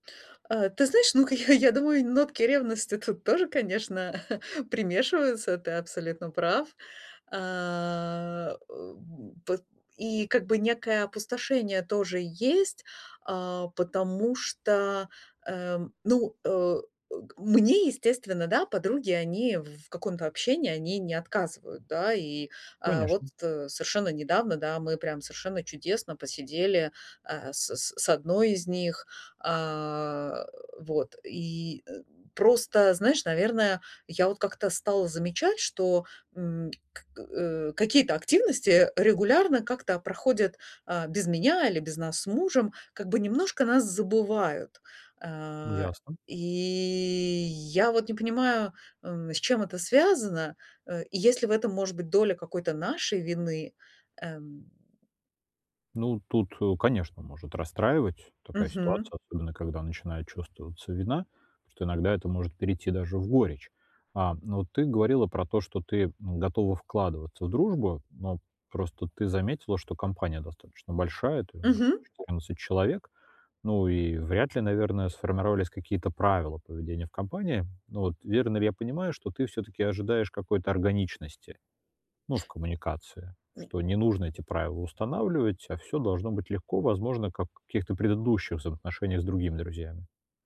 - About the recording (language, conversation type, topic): Russian, advice, Как справиться с тем, что друзья в последнее время отдалились?
- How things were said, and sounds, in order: laughing while speaking: "я думаю"; chuckle; drawn out: "А"; drawn out: "а"; tapping; drawn out: "и"; other noise; other background noise